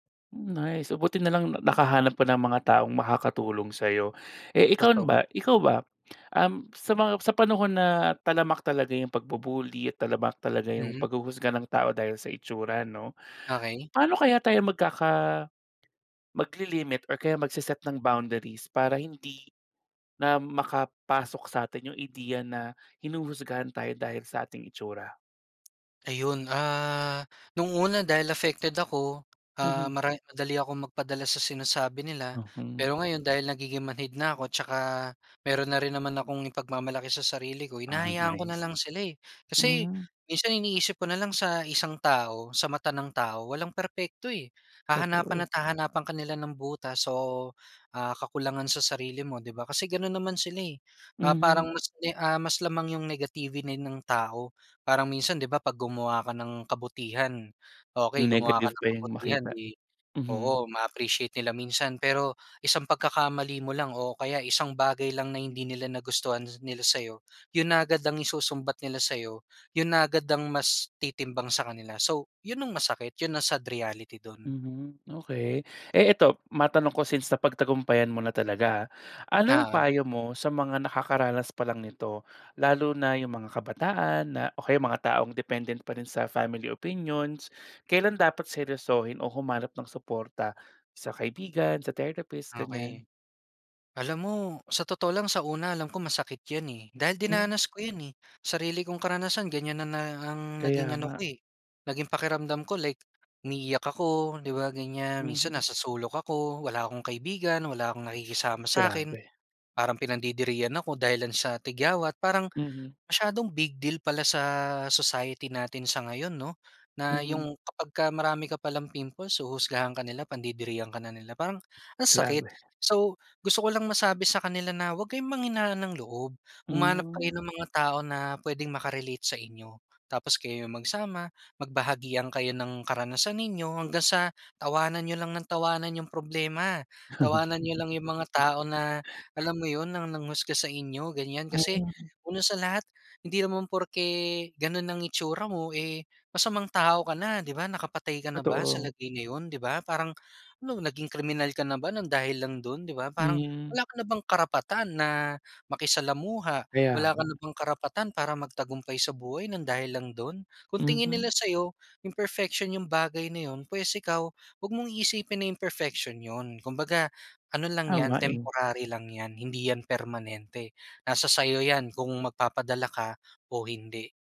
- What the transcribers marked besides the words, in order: tapping; in English: "dependent"; in English: "family opinions"; sniff; laugh; gasp; wind; horn; other noise; in English: "imperfection"; in English: "imperfection"; "nga" said as "awa"
- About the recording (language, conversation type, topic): Filipino, podcast, Paano mo hinaharap ang paghusga ng iba dahil sa iyong hitsura?